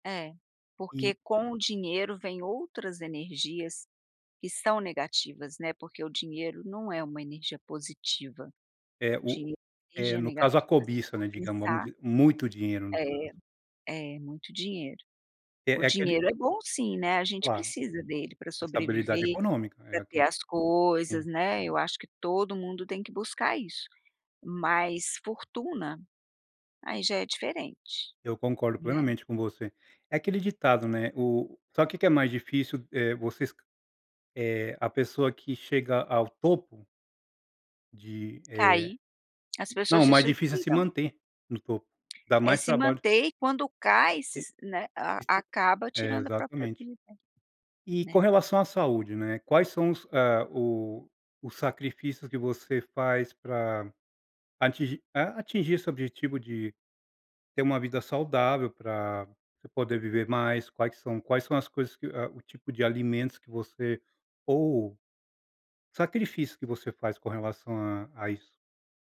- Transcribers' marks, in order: tapping
- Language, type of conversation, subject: Portuguese, podcast, Como você define sucesso para si mesmo?